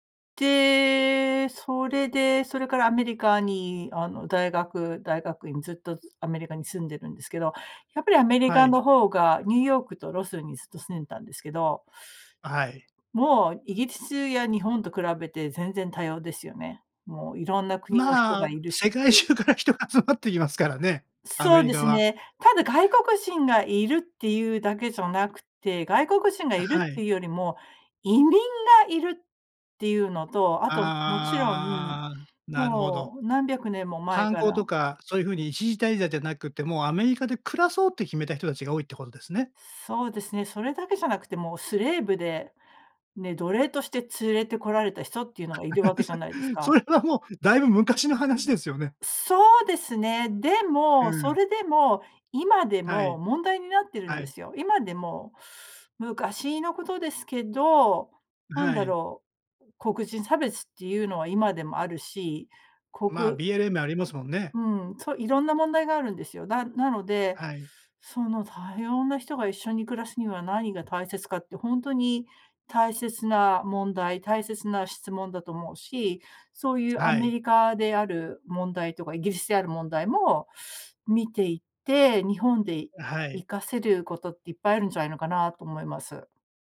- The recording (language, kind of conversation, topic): Japanese, podcast, 多様な人が一緒に暮らすには何が大切ですか？
- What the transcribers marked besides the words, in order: drawn out: "で"; other background noise; in English: "スレーブ"; laugh; laughing while speaking: "それはもうだいぶ昔の話ですよね"